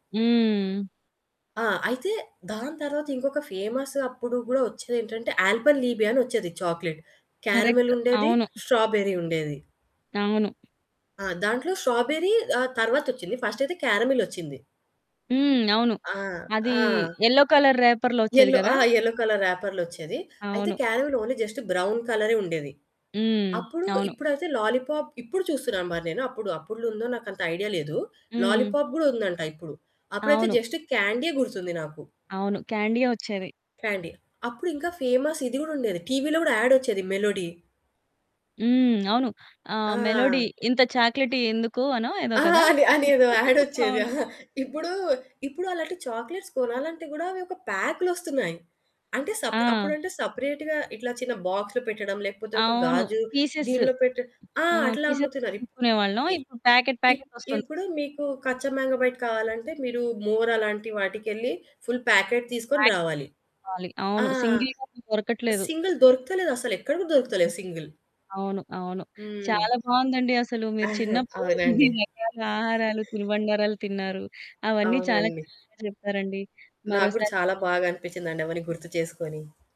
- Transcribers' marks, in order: static; in English: "చాక్లేట్. క్యారామిల్"; other background noise; in English: "ఫస్ట్"; background speech; in English: "యెల్లో"; in English: "యెల్లో కలర్ రేపర్‌లో"; in English: "యెల్లో కలర్"; in English: "క్యారామిల్ ఓన్లీ జస్ట్ బ్రౌన్"; in English: "లాలీపాప్"; in English: "లాలీపాప్"; in English: "జస్ట్"; in English: "క్యాండీయె"; in English: "క్యాండీ"; in English: "ఫేమస్"; in English: "యాడ్"; laugh; in English: "చాక్లేట్స్"; in English: "సెపరేట్‌గా"; in English: "బాక్స్‌లో"; in English: "పీసెస్"; distorted speech; in English: "ప్యాకెట్, ప్యాకెట్"; in English: "మాంగో బైట్"; in English: "మోర్"; in English: "ఫుల్ ప్యాకెట్"; in English: "ప్యాకెట్"; in English: "సింగిల్"; in English: "సింగిల్‌గా"; in English: "సింగిల్"; laughing while speaking: "ఇన్ని రకాల"
- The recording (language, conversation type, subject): Telugu, podcast, మీ చిన్నప్పట్లో మీకు ఆరామాన్ని కలిగించిన ఆహారం గురించి చెప్పగలరా?